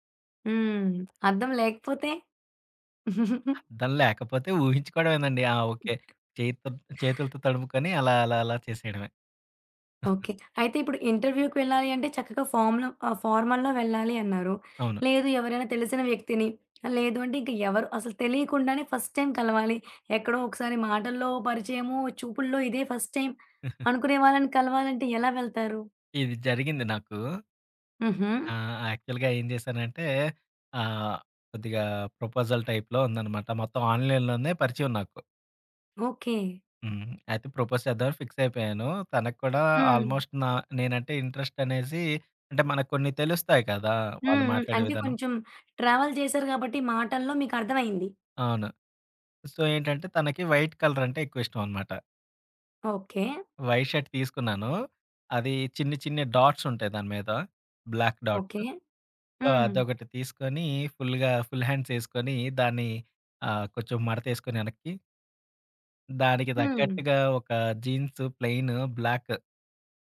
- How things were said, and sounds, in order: other background noise; giggle; tapping; chuckle; in English: "ఇంటర్‌వ్యూకి"; in English: "ఫార్మ్‌లో"; in English: "ఫార్మల్లో"; in English: "ఫస్ట్ టైమ్"; in English: "ఫస్ట్ టైమ్"; chuckle; in English: "యాక్చువల్‌గా"; in English: "ప్రపోజల్ టైప్‌లో"; in English: "ఆన్‌లైన్‌లోనే"; in English: "ప్రపోజ్"; in English: "ఫిక్స్"; in English: "ఆల్మోస్ట్"; in English: "ఇంట్రెస్ట్"; in English: "ట్రావెల్"; in English: "సో"; in English: "వైట్ కలర్"; in English: "వైట్ షర్ట్"; in English: "డాట్స్"; in English: "బ్లాక్"; in English: "సో"; in English: "ఫుల్ హ్యాండ్స్"
- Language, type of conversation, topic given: Telugu, podcast, మొదటి చూపులో మీరు ఎలా కనిపించాలనుకుంటారు?